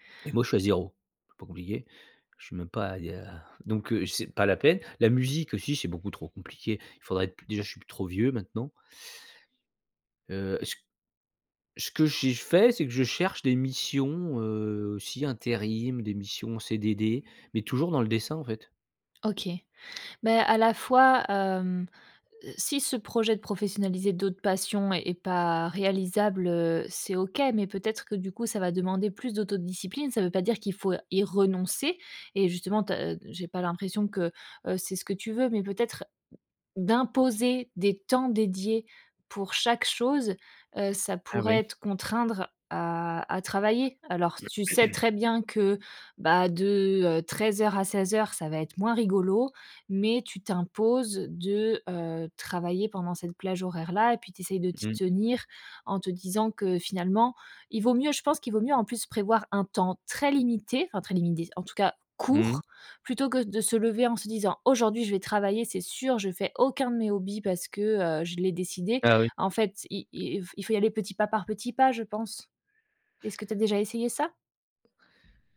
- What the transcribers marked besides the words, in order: tapping; stressed: "temps"; other background noise; throat clearing; stressed: "court"
- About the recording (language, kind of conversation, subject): French, advice, Pourquoi est-ce que je me sens coupable de prendre du temps pour moi ?
- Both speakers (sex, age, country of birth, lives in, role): female, 30-34, France, France, advisor; male, 45-49, France, France, user